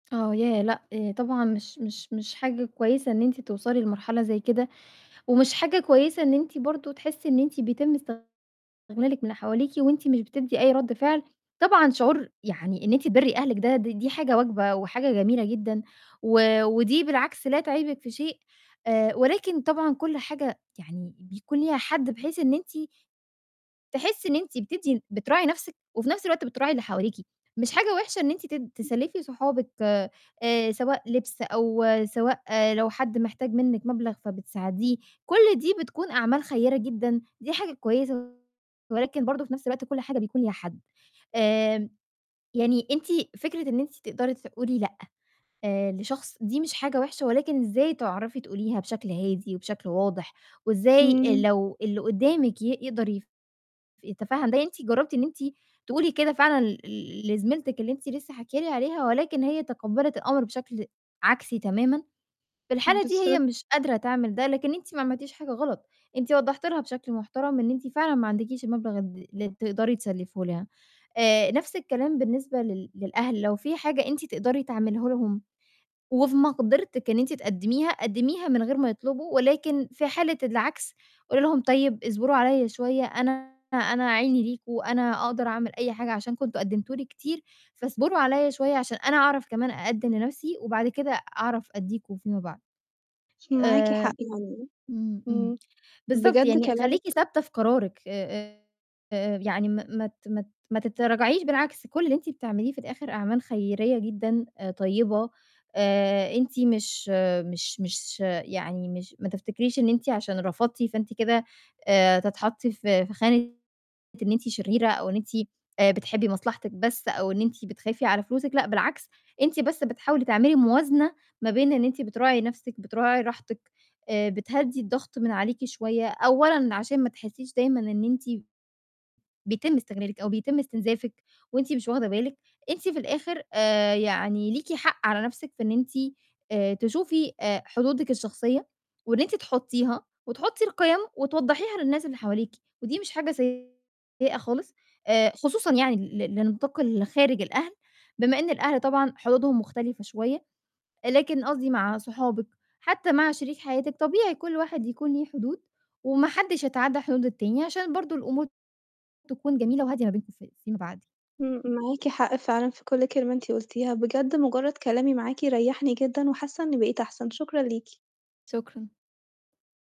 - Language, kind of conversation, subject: Arabic, advice, إزاي أقدر أحط حدود عاطفية مع اللي حواليا من غير ما أتحط تحت ضغط أو أتعرض للاستغلال؟
- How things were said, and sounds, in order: static; distorted speech; tapping